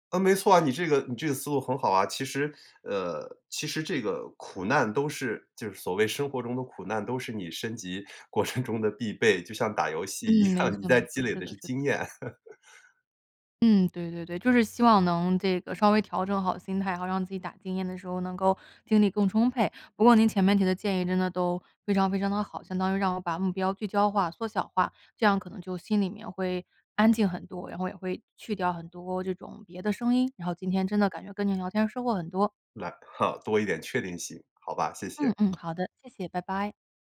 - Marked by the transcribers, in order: laughing while speaking: "程"; laughing while speaking: "样"; laugh; other background noise; tapping
- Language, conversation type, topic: Chinese, advice, 夜里失眠时，我总会忍不住担心未来，怎么才能让自己平静下来不再胡思乱想？